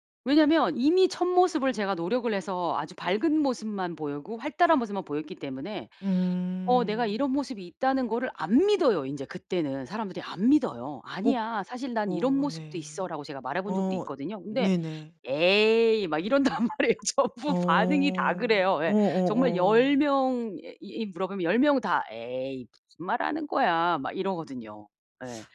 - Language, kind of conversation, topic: Korean, advice, 내 일상 행동을 내가 되고 싶은 모습과 꾸준히 일치시키려면 어떻게 해야 할까요?
- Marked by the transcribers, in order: laughing while speaking: "이런단 말이에요. 전부 반응이 다 그래요"